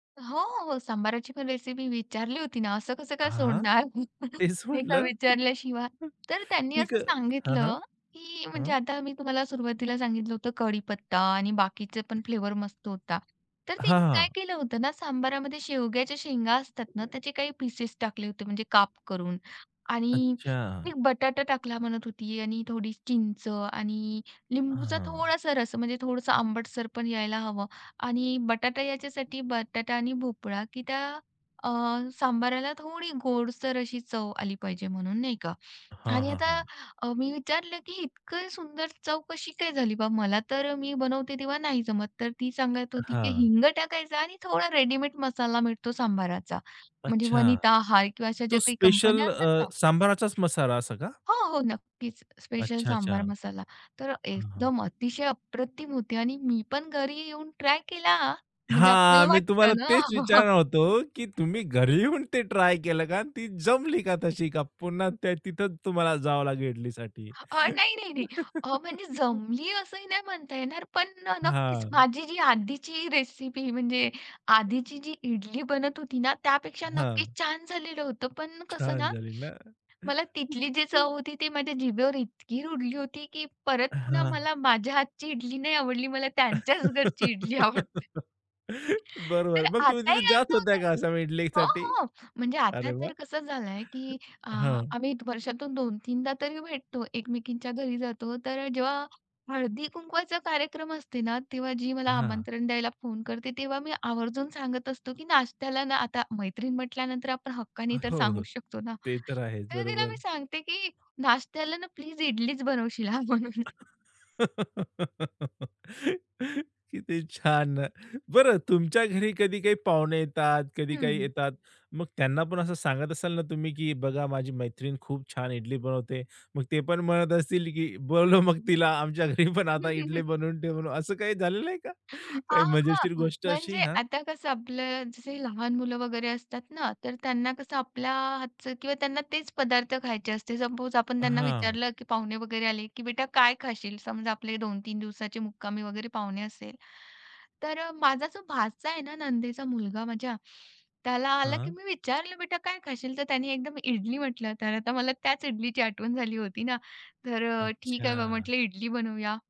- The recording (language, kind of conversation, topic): Marathi, podcast, तुम्हाला कधी एखादी अनपेक्षित चव खूप आवडली आहे का?
- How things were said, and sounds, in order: other background noise; chuckle; tapping; other noise; unintelligible speech; anticipating: "हां. मी तुम्हाला तेच विचारणार … जावं लागेल इडलीसाठी?"; chuckle; laugh; chuckle; laugh; laughing while speaking: "बरोबर. मग तुम्ही तिथे जात होता का असं ईडलीसाठी?"; chuckle; chuckle; laugh; laughing while speaking: "बोलवा मग तिला आमच्या घरी पण आता इडली बनवून ठेवून"; chuckle; in English: "सपोज"